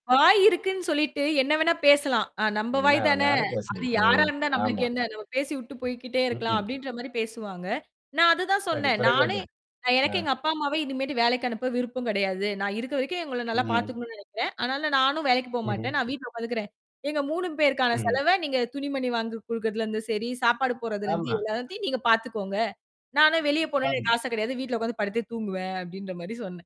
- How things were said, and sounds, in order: static; distorted speech; other background noise
- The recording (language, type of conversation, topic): Tamil, podcast, குடும்பத்தினர் உங்கள் வேலையை எப்படி பார்கிறார்கள்?